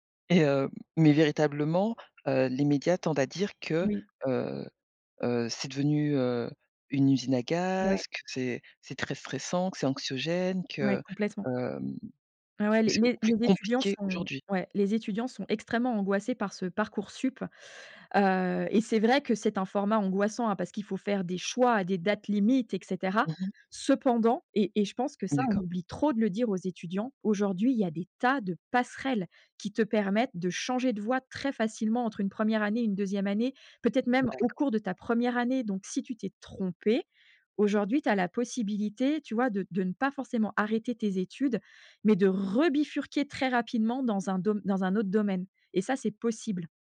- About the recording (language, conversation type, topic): French, podcast, Comment as-tu choisi tes études supérieures ?
- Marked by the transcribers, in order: other background noise; stressed: "trop"